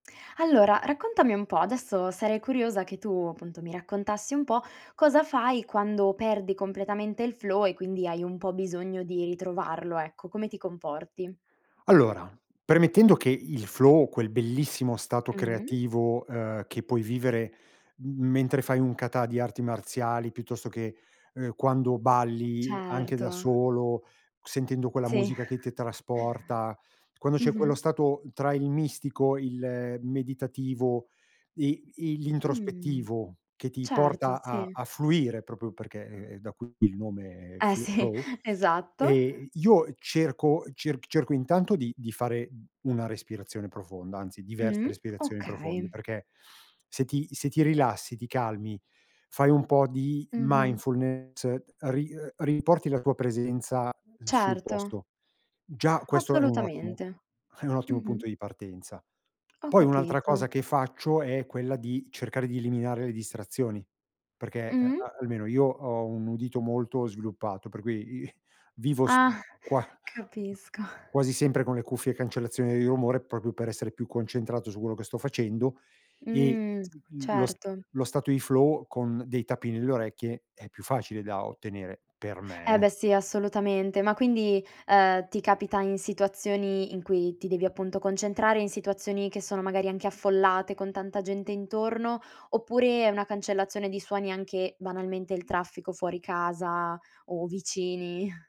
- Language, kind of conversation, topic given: Italian, podcast, Se perdi completamente il flusso, da dove inizi per ritrovarlo?
- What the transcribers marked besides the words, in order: other background noise; in English: "flow"; in English: "flow"; in Japanese: "kata"; chuckle; "proprio" said as "propio"; in English: "flow"; laughing while speaking: "Eh sì"; tapping; laughing while speaking: "i"; laughing while speaking: "Ah, capisco"; "proprio" said as "propio"; in English: "flow"; laughing while speaking: "vicini?"